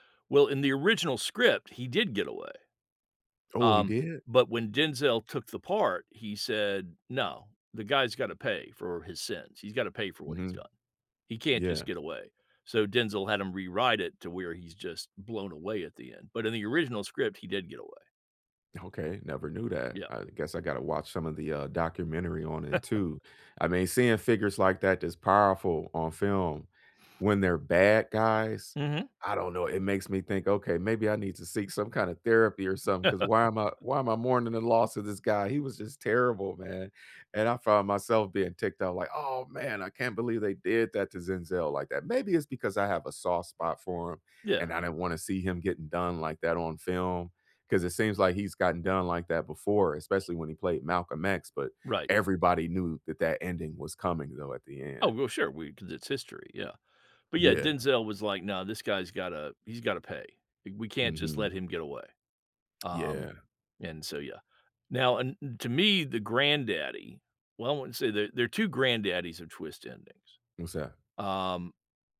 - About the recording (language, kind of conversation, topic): English, unstructured, Which movie should I watch for the most surprising ending?
- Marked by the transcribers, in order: other background noise; chuckle; laugh; tapping